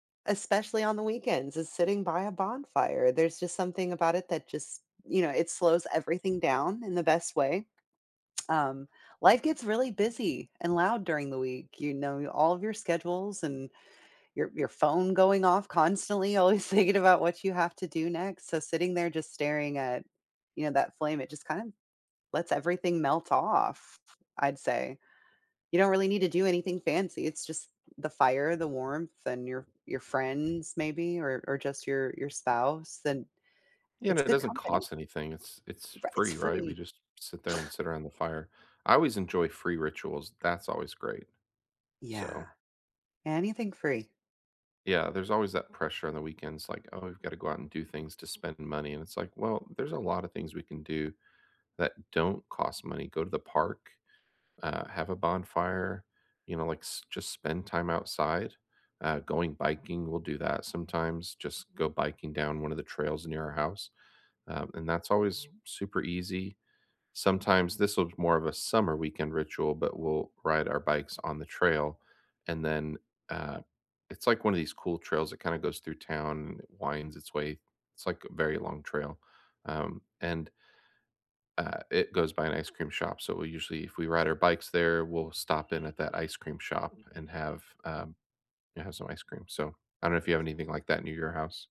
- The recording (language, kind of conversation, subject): English, unstructured, What weekend rituals make you happiest?
- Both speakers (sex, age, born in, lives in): female, 40-44, United States, United States; male, 40-44, United States, United States
- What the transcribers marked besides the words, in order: tapping; other background noise; laughing while speaking: "thinking"; scoff; alarm